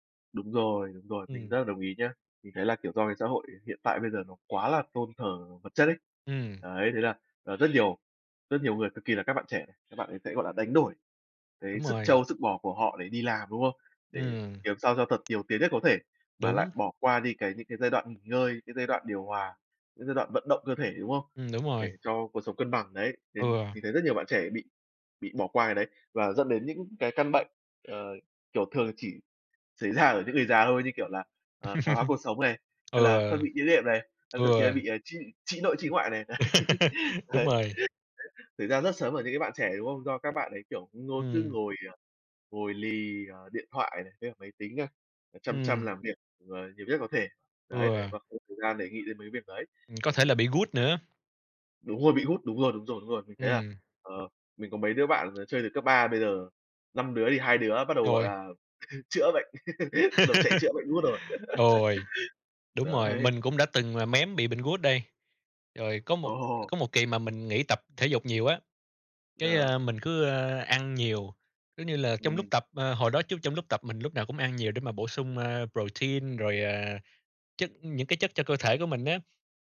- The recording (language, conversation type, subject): Vietnamese, unstructured, Bạn nghĩ sao về việc ngày càng nhiều người trẻ bỏ thói quen tập thể dục hằng ngày?
- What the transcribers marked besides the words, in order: other background noise; tapping; laughing while speaking: "ra"; chuckle; laugh; chuckle; laughing while speaking: "Đấy, đấy"; laugh; chuckle; laugh; other noise; laughing while speaking: "Ồ!"